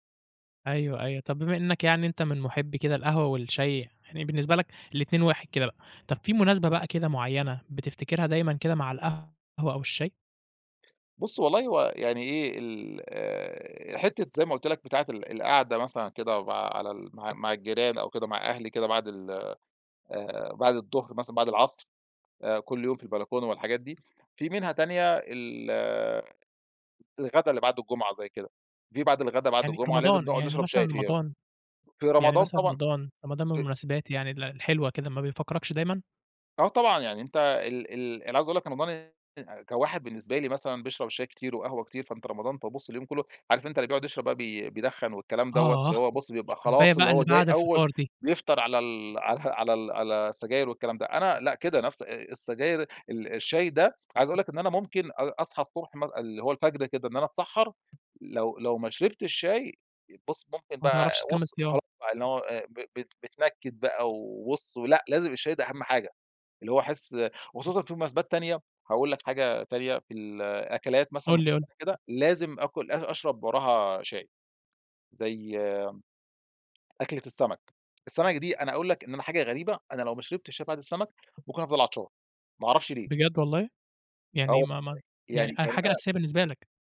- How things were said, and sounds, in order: other background noise; unintelligible speech; unintelligible speech; chuckle; unintelligible speech
- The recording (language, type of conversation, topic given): Arabic, podcast, إيه عاداتك مع القهوة أو الشاي في البيت؟